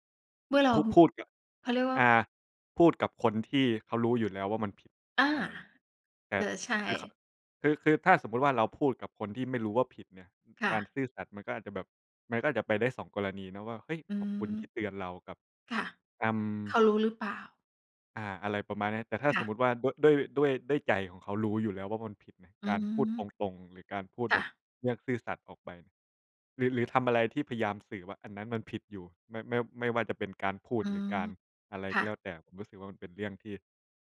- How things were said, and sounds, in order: none
- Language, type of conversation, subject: Thai, unstructured, เมื่อไหร่ที่คุณคิดว่าความซื่อสัตย์เป็นเรื่องยากที่สุด?